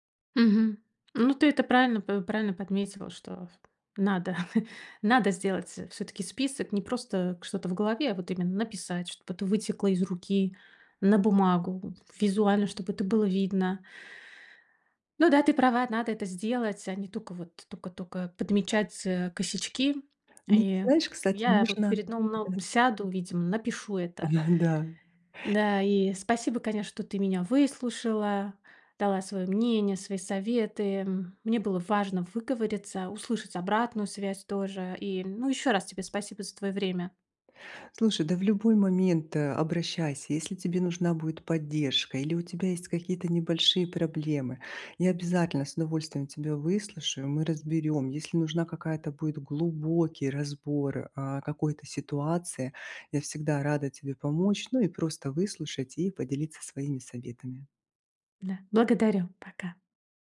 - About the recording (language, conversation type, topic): Russian, advice, Как мне лучше принять и использовать свои таланты и навыки?
- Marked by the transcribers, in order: tapping